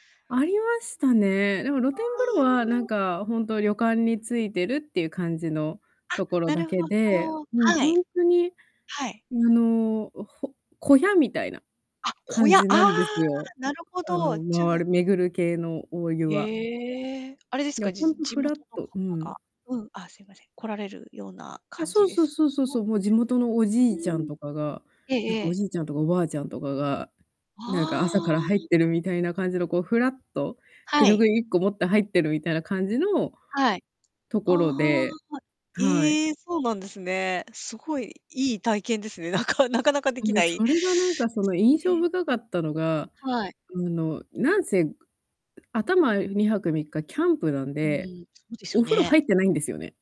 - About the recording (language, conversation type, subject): Japanese, podcast, 子どもの頃、自然の中でいちばん印象に残っている思い出は何ですか？
- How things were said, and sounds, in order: static; distorted speech; other background noise; laughing while speaking: "なか なかなかできない"